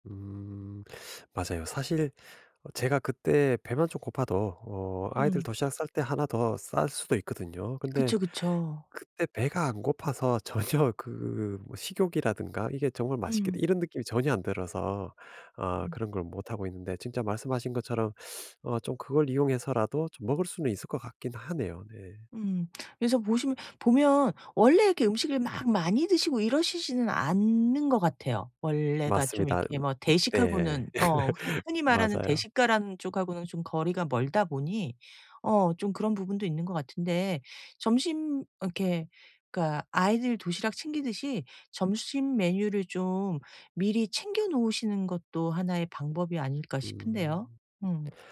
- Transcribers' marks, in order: other background noise; laughing while speaking: "전혀"; laugh
- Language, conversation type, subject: Korean, advice, 간식이 당길 때 건강하게 조절하려면 어떻게 해야 할까요?